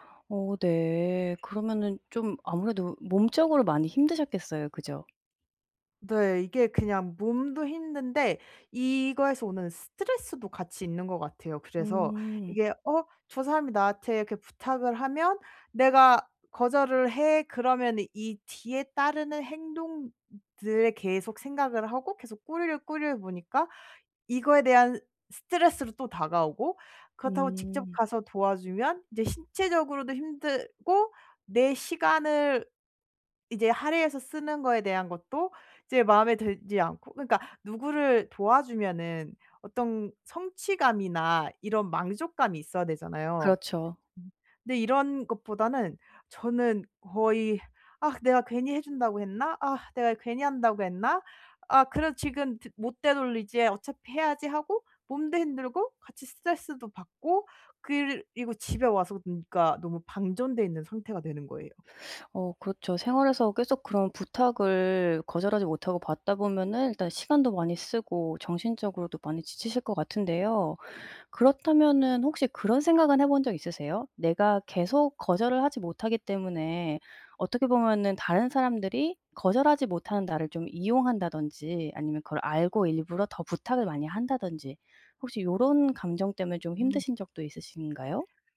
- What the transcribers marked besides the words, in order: tapping; other background noise; teeth sucking
- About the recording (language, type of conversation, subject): Korean, advice, 어떻게 하면 죄책감 없이 다른 사람의 요청을 자연스럽게 거절할 수 있을까요?